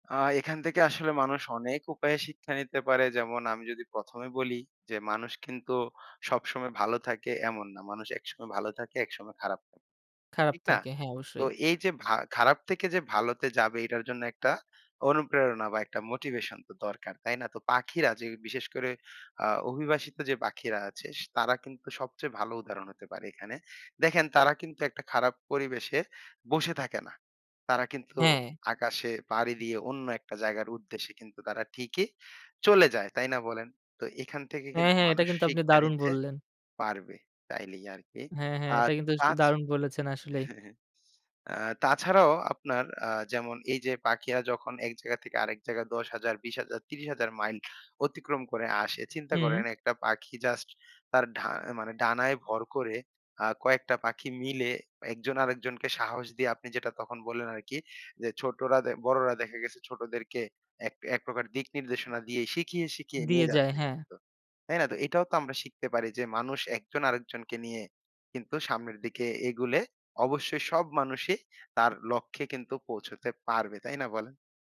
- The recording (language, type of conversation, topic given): Bengali, podcast, পাখিদের অভিবাসন থেকে তুমি কী শেখো?
- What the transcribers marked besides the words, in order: chuckle